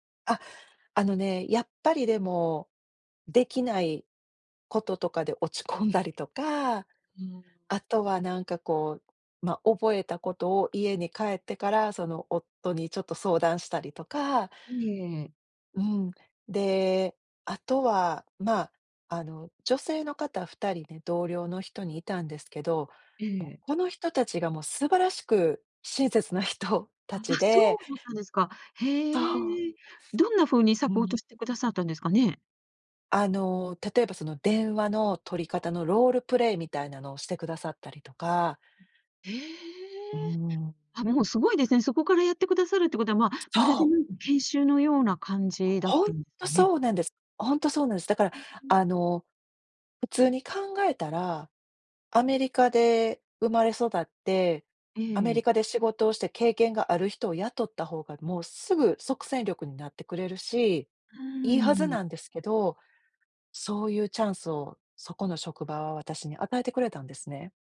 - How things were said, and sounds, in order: other background noise
- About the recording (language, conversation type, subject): Japanese, podcast, 支えになった人やコミュニティはありますか？